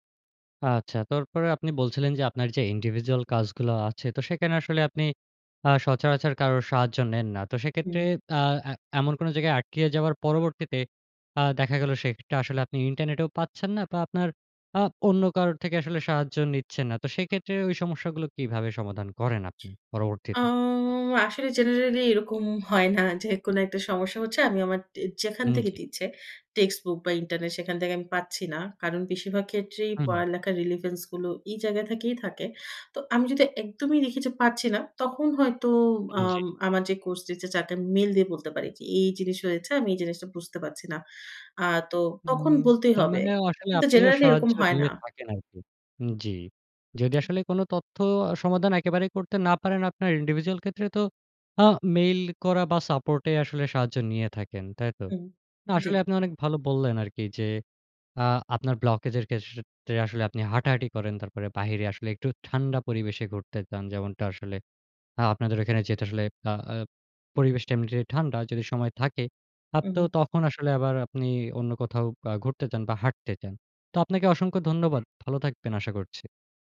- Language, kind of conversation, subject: Bengali, podcast, কখনো সৃজনশীলতার জড়তা কাটাতে আপনি কী করেন?
- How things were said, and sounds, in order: in English: "individual"; tapping; in English: "text book"; in English: "relevance"; in English: "individual"; in English: "blockage"; "ক্ষেত্রে" said as "ক্ষেসসে"; other background noise